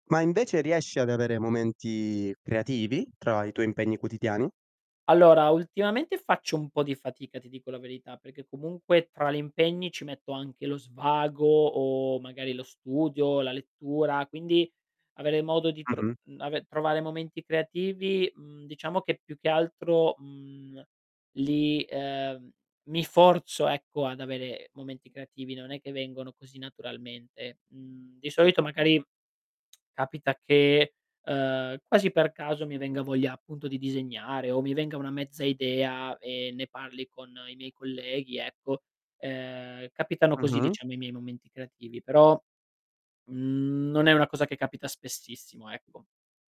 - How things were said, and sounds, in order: tapping; other background noise; tsk; drawn out: "ehm"; drawn out: "mhmm"
- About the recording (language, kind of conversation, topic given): Italian, podcast, Come trovi il tempo per creare in mezzo agli impegni quotidiani?